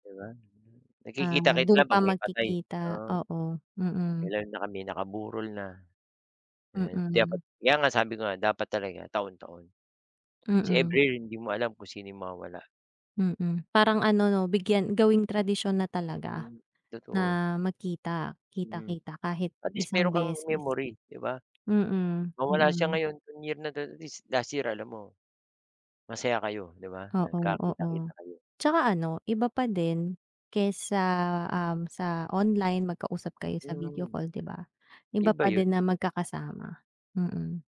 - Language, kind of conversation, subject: Filipino, unstructured, Ano ang mga tradisyon ng pamilya mo na mahalaga sa iyo?
- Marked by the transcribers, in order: other background noise; tapping